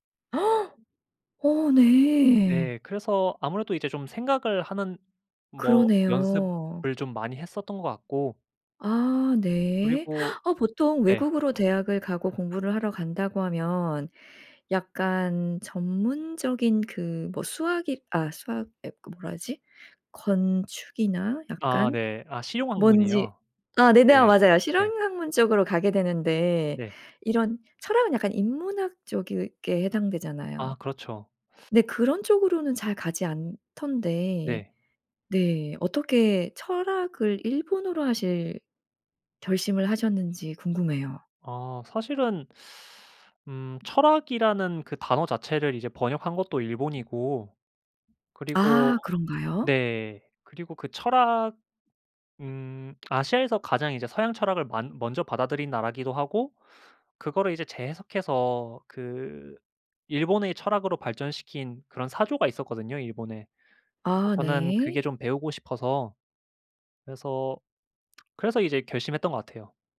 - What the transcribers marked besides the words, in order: gasp; other background noise; "쪽에" said as "쪽으게"; lip smack
- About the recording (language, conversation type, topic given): Korean, podcast, 초보자가 창의성을 키우기 위해 어떤 연습을 하면 좋을까요?